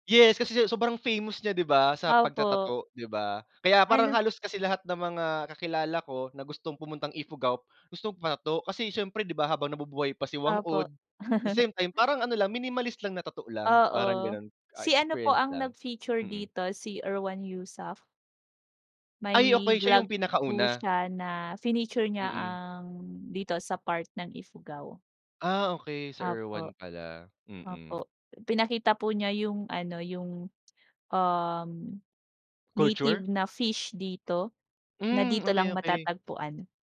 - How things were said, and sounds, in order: chuckle; drawn out: "ang"; tapping
- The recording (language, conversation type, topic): Filipino, unstructured, Ano ang pinakatumatak na pangyayari sa bakasyon mo?